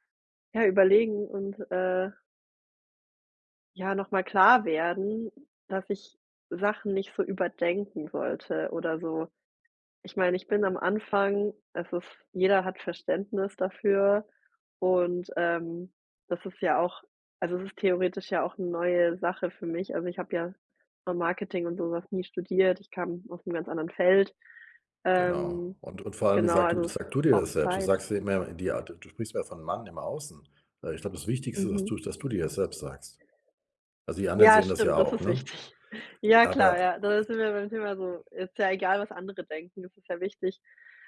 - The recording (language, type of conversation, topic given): German, advice, Wie kann ich die Angst vor dem Scheitern beim Anfangen überwinden?
- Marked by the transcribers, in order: other background noise; laughing while speaking: "wichtig"